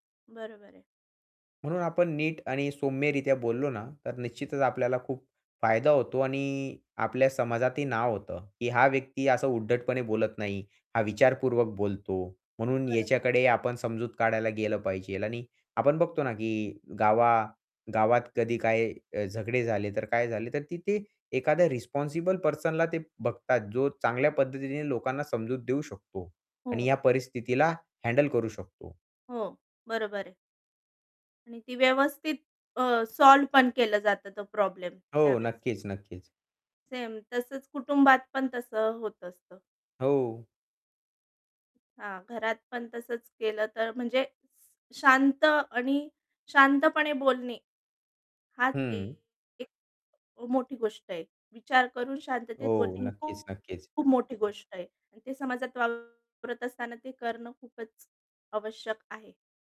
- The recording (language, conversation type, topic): Marathi, podcast, शांतपणे चर्चा करता यावी यासाठी कोणते साधे नियम पाळावेत?
- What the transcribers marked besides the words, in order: other background noise; in English: "पर्सनला"; in English: "हँडल"; in English: "सॉल्व्ह"; static; distorted speech